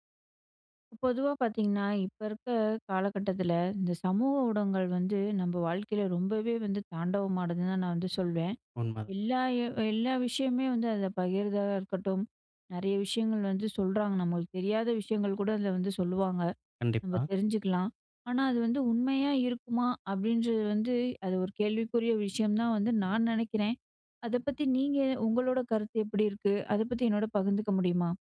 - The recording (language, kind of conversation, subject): Tamil, podcast, சமூக ஊடகங்களில் வரும் தகவல் உண்மையா பொய்யா என்பதை நீங்கள் எப்படிச் சரிபார்ப்பீர்கள்?
- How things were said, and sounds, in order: other background noise